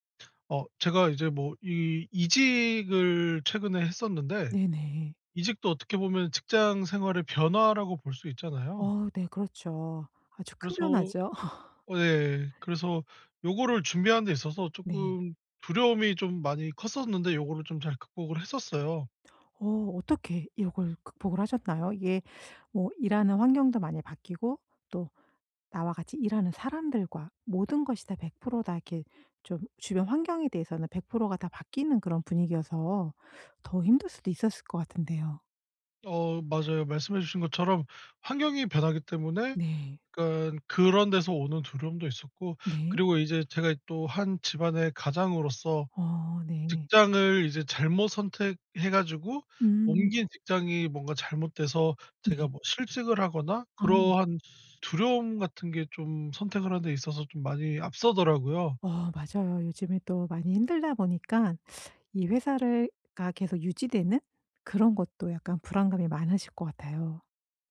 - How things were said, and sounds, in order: laugh
- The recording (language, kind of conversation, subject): Korean, podcast, 변화가 두려울 때 어떻게 결심하나요?